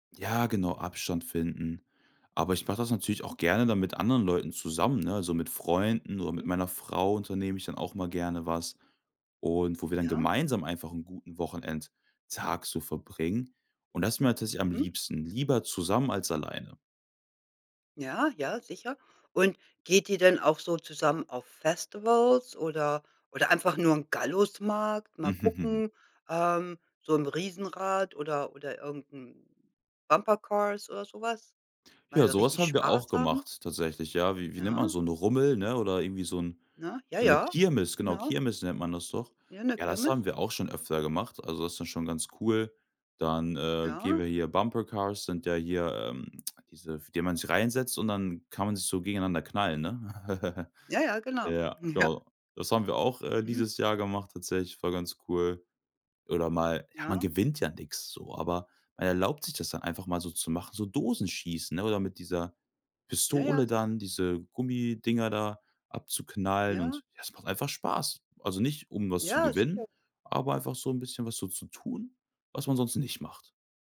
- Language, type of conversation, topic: German, podcast, Was macht für dich einen guten Wochenendtag aus?
- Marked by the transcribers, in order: put-on voice: "Festivals"; chuckle; put-on voice: "Bumper Cars"; in English: "Bumper Cars"; put-on voice: "Bumper Cars"; in English: "Bumper Cars"; laugh